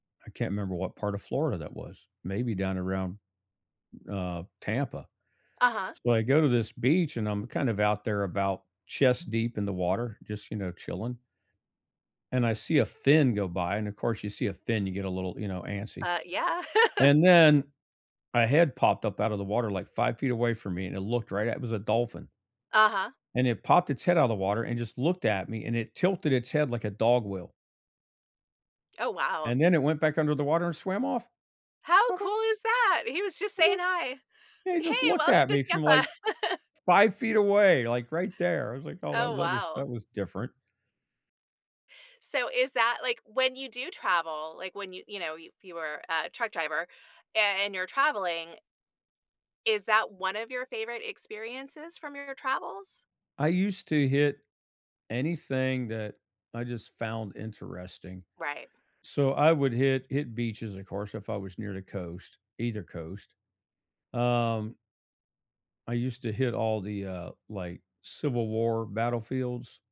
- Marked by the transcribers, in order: other background noise; laugh; put-on voice: "I ju"; put-on voice: "I just"; laugh
- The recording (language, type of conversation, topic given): English, unstructured, What local hidden gems do you love recommending to friends, and why are they meaningful to you?
- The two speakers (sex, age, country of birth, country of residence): female, 45-49, United States, United States; male, 55-59, United States, United States